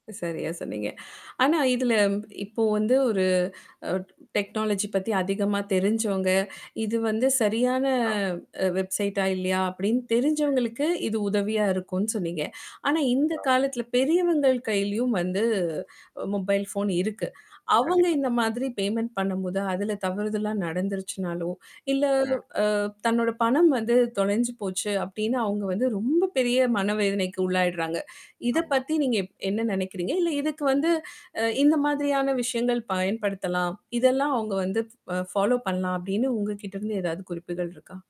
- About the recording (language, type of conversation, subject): Tamil, podcast, மொபைல் கட்டணச் சேவைகள் உங்கள் பில்லுகளைச் செலுத்தும் முறையை எப்படித் மாற்றியுள்ளன?
- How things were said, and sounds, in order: mechanical hum; tapping; in English: "டெக்னாலஜி"; in English: "வெப்சைட்டா"; unintelligible speech; distorted speech; in English: "மொபைல் ஃபோன்"; in English: "பேமென்ண்ட்"; in English: "ஃபாலோ"; static